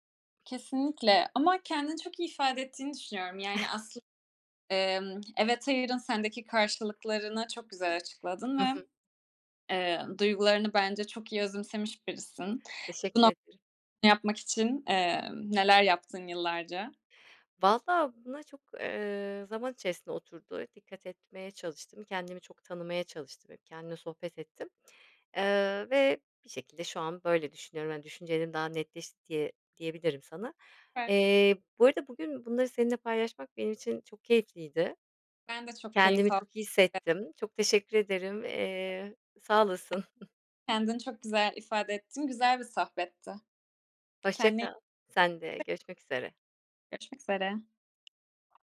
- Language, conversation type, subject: Turkish, podcast, Açıkça “hayır” demek sana zor geliyor mu?
- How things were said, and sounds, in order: other background noise; giggle; unintelligible speech; giggle; other noise